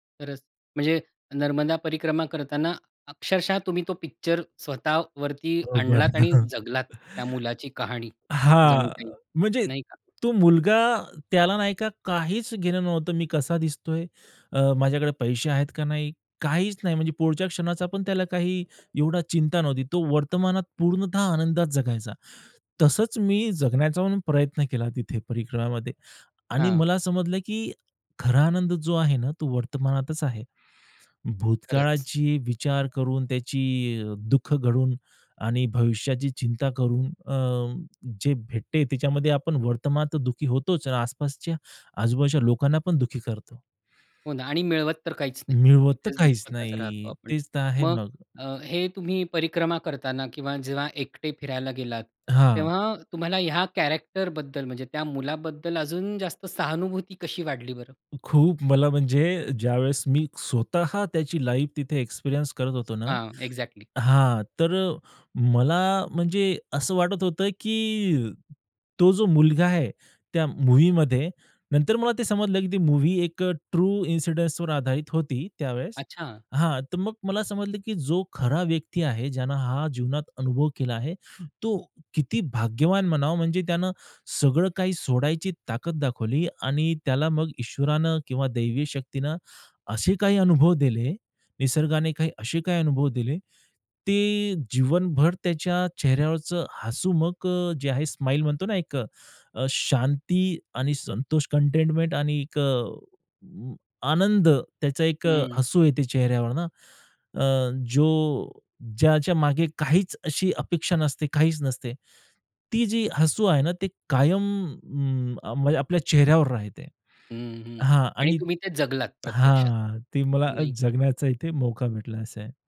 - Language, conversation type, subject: Marathi, podcast, एखाद्या चित्रपटातील एखाद्या दृश्याने तुमच्यावर कसा ठसा उमटवला?
- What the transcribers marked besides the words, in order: tapping; laughing while speaking: "बरोबर"; chuckle; other background noise; other noise; in English: "कॅरेक्टरबद्दल"; in English: "लाईफ"; in English: "ट्रू इन्सिडन्सवर"; in English: "कंटेनमेंट"